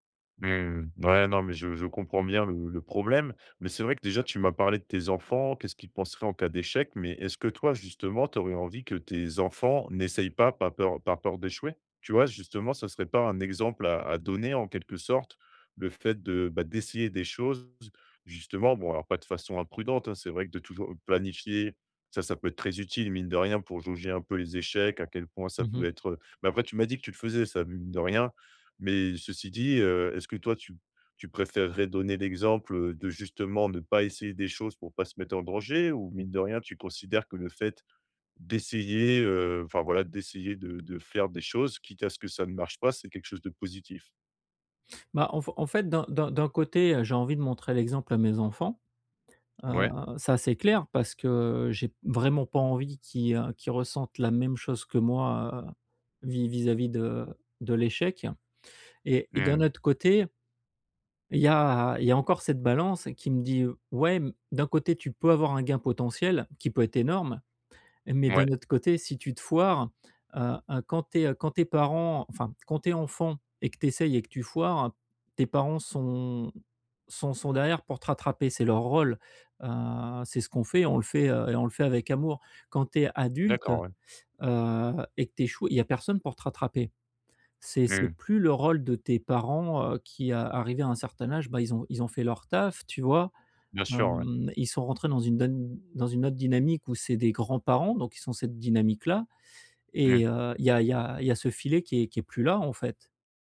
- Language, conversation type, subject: French, advice, Comment puis-je essayer quelque chose malgré la peur d’échouer ?
- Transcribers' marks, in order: tapping